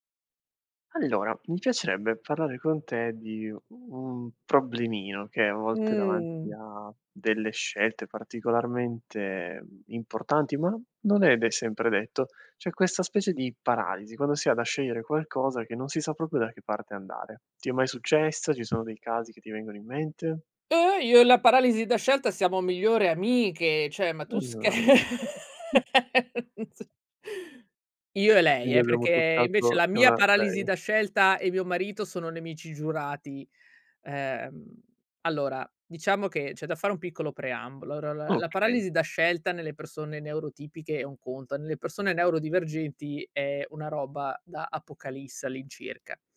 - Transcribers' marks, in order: tapping; other background noise; unintelligible speech; chuckle; laughing while speaking: "scherzi"
- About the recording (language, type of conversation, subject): Italian, podcast, Come riconosci che sei vittima della paralisi da scelta?